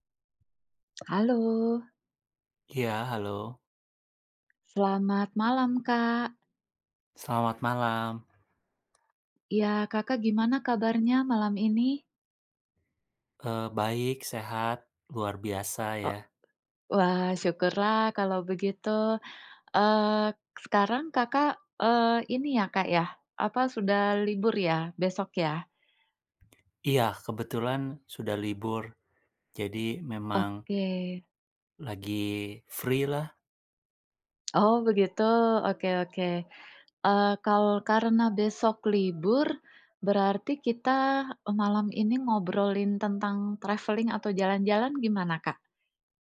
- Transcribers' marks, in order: tapping; other background noise; in English: "free-lah"; in English: "travelling"
- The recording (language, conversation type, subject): Indonesian, unstructured, Apa destinasi liburan favoritmu, dan mengapa kamu menyukainya?